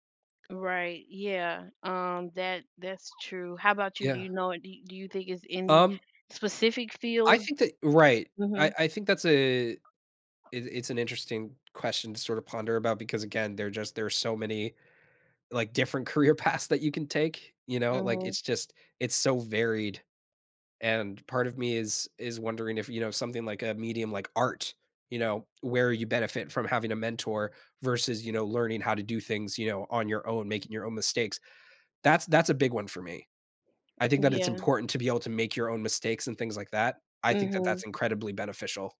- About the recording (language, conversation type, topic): English, unstructured, How do mentorship and self-directed learning each shape your career growth?
- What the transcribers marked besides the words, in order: other background noise; laughing while speaking: "career paths"